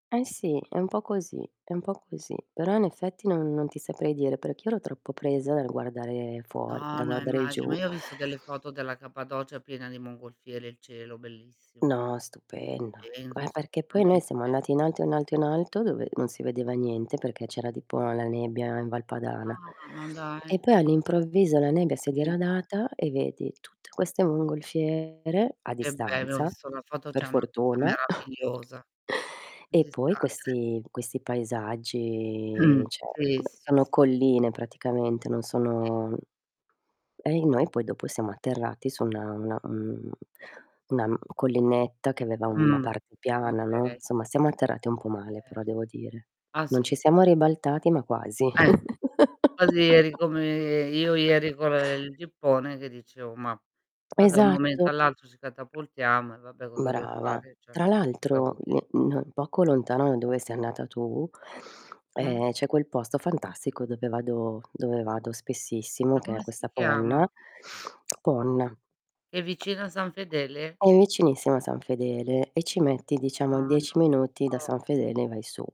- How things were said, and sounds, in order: tapping; other background noise; "Cappadocia" said as "capadocia"; distorted speech; static; chuckle; unintelligible speech; drawn out: "paesaggi"; "cioè" said as "ceh"; throat clearing; unintelligible speech; laugh; "devo" said as "deo"; "Cioè" said as "ceh"
- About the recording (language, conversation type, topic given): Italian, unstructured, Qual è il tuo ricordo più bello legato alla natura?